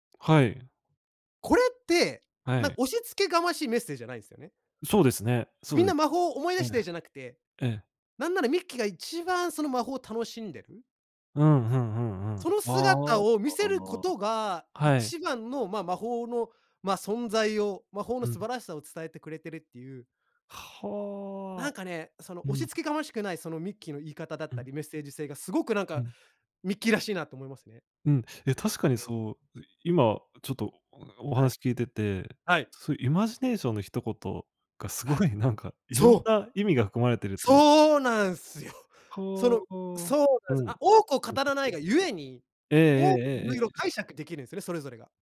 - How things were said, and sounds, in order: tapping
- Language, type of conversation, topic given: Japanese, podcast, 好きなキャラクターの魅力を教えてくれますか？